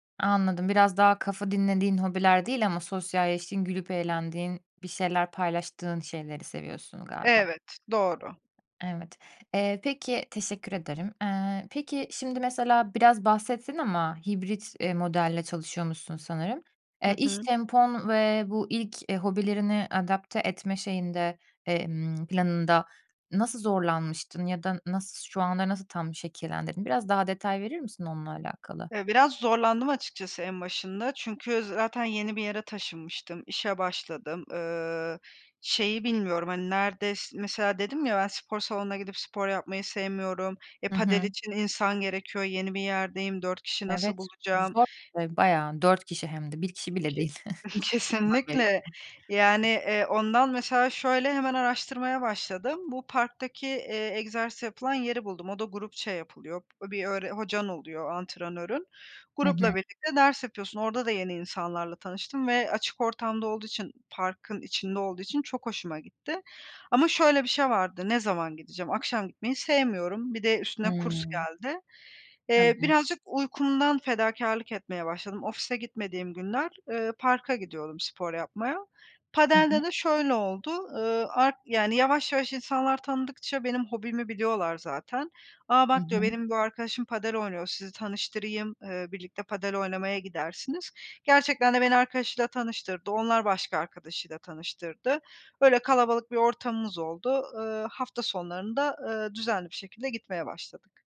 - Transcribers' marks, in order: lip smack; in Spanish: "padel"; other background noise; chuckle; in Spanish: "padel'de"; in Spanish: "padel"; in Spanish: "padel"
- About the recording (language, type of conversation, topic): Turkish, podcast, Hobiler kişisel tatmini ne ölçüde etkiler?